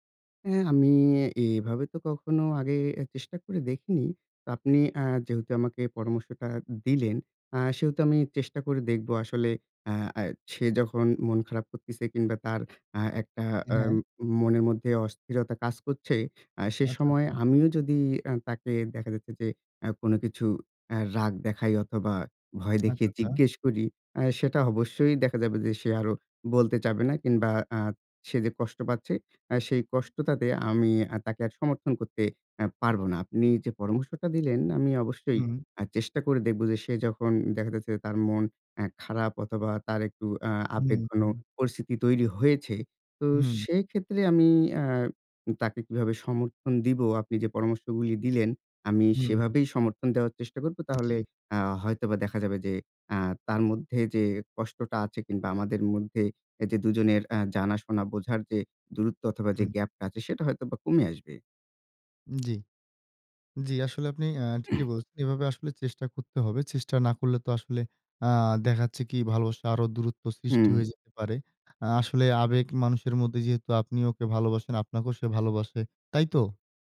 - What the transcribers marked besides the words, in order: "করতেছে" said as "করতিছে"; tapping; throat clearing
- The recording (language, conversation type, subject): Bengali, advice, কঠিন সময়ে আমি কীভাবে আমার সঙ্গীকে আবেগীয় সমর্থন দিতে পারি?